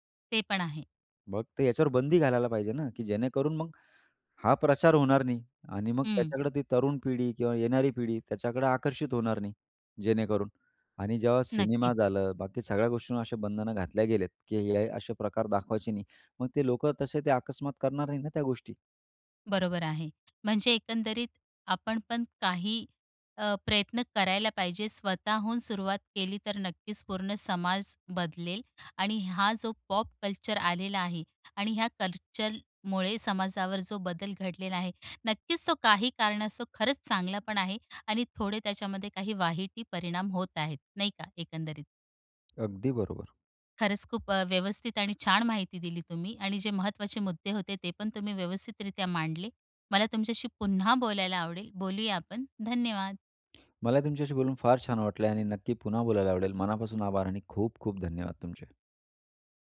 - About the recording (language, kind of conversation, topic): Marathi, podcast, पॉप संस्कृतीने समाजावर कोणते बदल घडवून आणले आहेत?
- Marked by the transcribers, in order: tapping; other background noise; in English: "पॉप कल्चर"